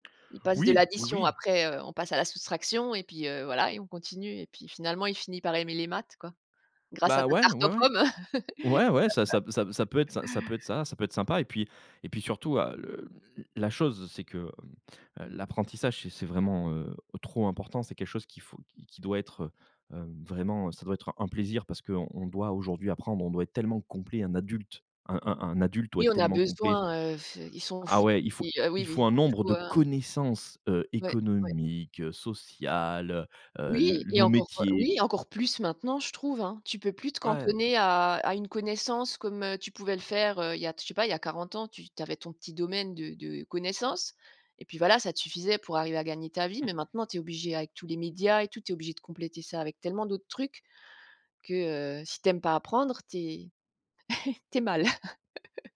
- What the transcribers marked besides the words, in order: other background noise; chuckle; blowing; stressed: "connaissances"; tapping; chuckle
- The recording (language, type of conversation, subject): French, podcast, Comment rends-tu l’apprentissage amusant au quotidien ?